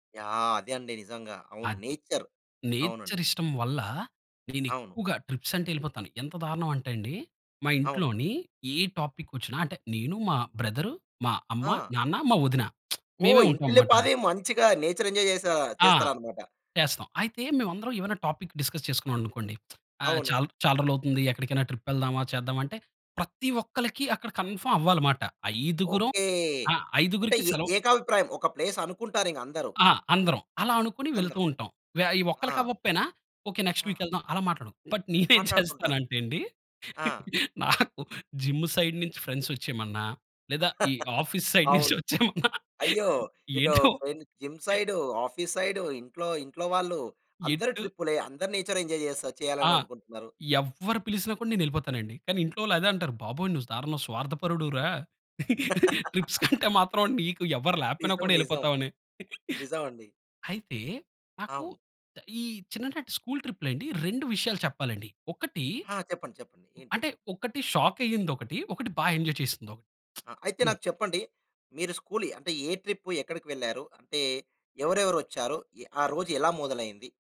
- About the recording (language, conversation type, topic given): Telugu, podcast, నీ చిన్ననాటి పాఠశాల విహారయాత్రల గురించి నీకు ఏ జ్ఞాపకాలు గుర్తున్నాయి?
- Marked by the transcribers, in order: in English: "నేచర్"; in English: "నేచర్"; in English: "ట్రిప్స్"; in English: "టాపిక్"; in English: "బ్రదర్"; lip smack; in English: "నేచర్ ఎంజాయ్"; in English: "టాపిక్ డిస్కస్"; lip smack; in English: "ట్రిప్"; in English: "కన్ఫర్మ్"; in English: "ప్లేస్"; in English: "నెక్స్ట్ వీక్"; in English: "బట్"; laughing while speaking: "నేను ఏం చేస్తానంటే అండి నాకు"; in English: "జిమ్ సైడ్"; in English: "ఫ్రెండ్స్"; chuckle; in English: "జిమ్"; laughing while speaking: "ఈ ఆఫీస్ సైడ్ నుంచి వచ్చేమన్నా ఏంటో"; in English: "ఆఫీస్ సైడ్"; in English: "ఆఫిస్"; in English: "నేచర్ ఎంజాయ్"; laugh; laughing while speaking: "ట్రిప్స్‌కంటే మాత్రం నీకు ఎవరు లేకపోయినా కూడా"; in English: "స్కూల్"; in English: "షాక్"; in English: "ఎంజాయ్"; lip smack; other noise; in English: "స్కూల్"; in English: "ట్రిప్"